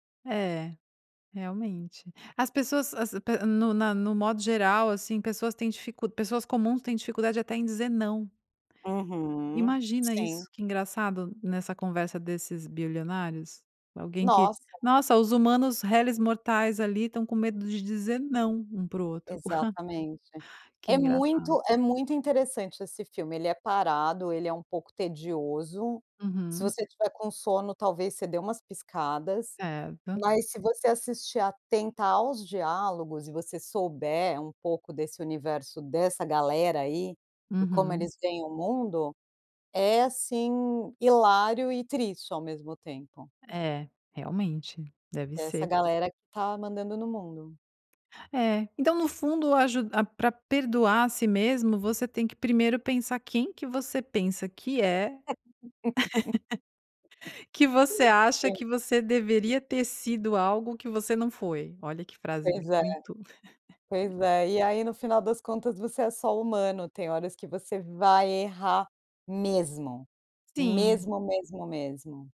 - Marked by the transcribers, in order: scoff; tapping; laugh; laugh; stressed: "Mesmo"
- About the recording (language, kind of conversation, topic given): Portuguese, podcast, O que te ajuda a se perdoar?